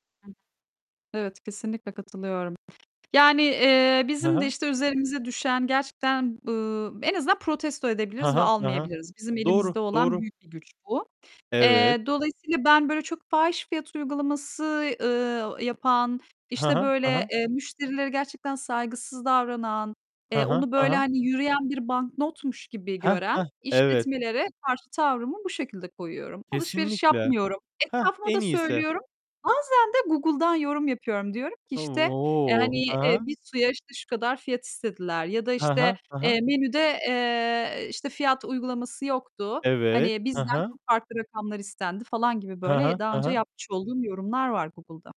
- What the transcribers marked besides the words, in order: static; unintelligible speech; distorted speech; other background noise; tapping; drawn out: "O!"
- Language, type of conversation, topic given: Turkish, unstructured, Turistik bölgelerde fiyatların çok yüksek olması hakkında ne düşünüyorsun?